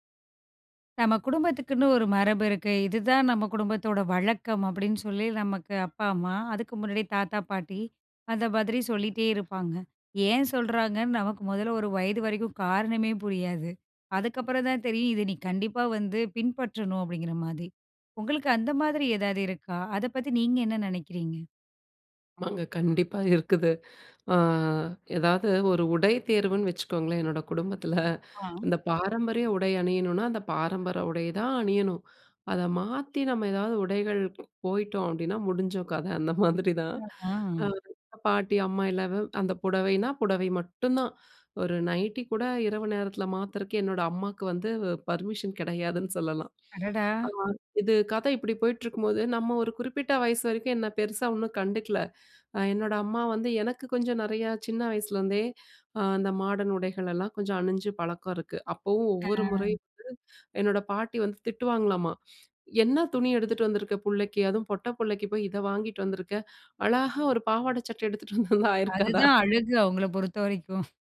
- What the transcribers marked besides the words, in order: chuckle; "பாரம்பரிய" said as "பாரம்பர"; chuckle; in English: "பர்மிஷன்"; chuckle; laughing while speaking: "சட்ட எடுத்துட்டு வந்தா ஆயிருக்காதா?"; other noise; chuckle
- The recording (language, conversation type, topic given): Tamil, podcast, குடும்ப மரபு உங்களை எந்த விதத்தில் உருவாக்கியுள்ளது என்று நீங்கள் நினைக்கிறீர்கள்?